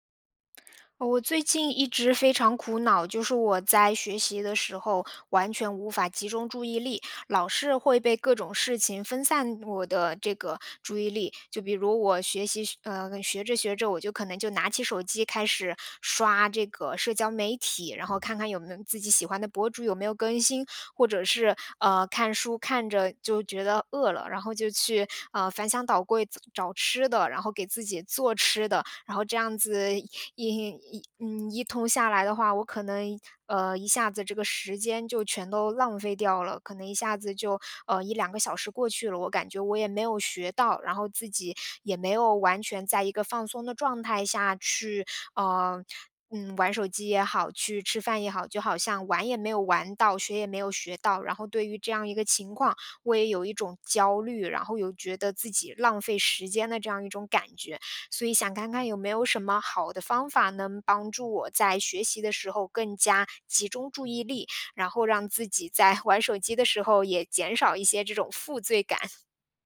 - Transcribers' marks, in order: tapping; chuckle; chuckle
- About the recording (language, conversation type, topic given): Chinese, advice, 我为什么总是容易分心，导致任务无法完成？